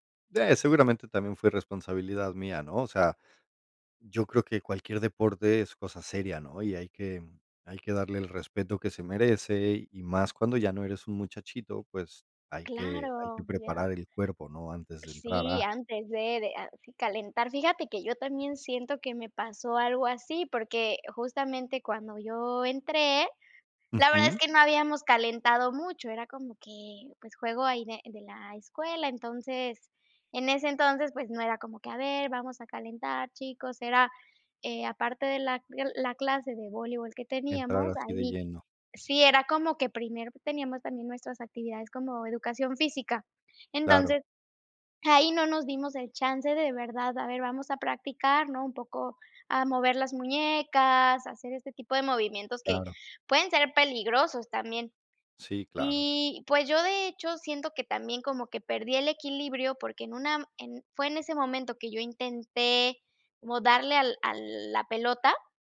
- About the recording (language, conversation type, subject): Spanish, unstructured, ¿Puedes contar alguna anécdota graciosa relacionada con el deporte?
- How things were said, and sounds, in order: none